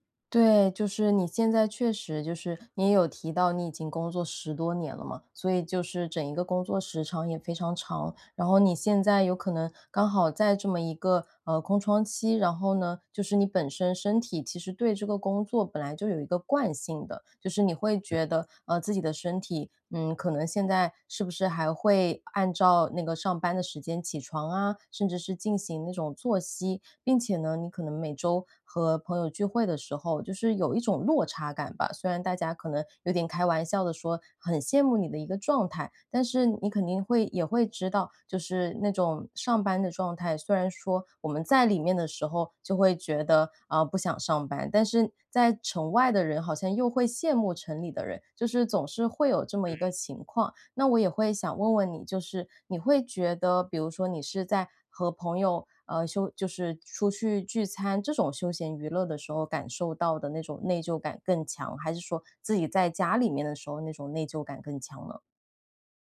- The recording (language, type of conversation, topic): Chinese, advice, 休闲时我总是感到内疚或分心，该怎么办？
- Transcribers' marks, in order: tapping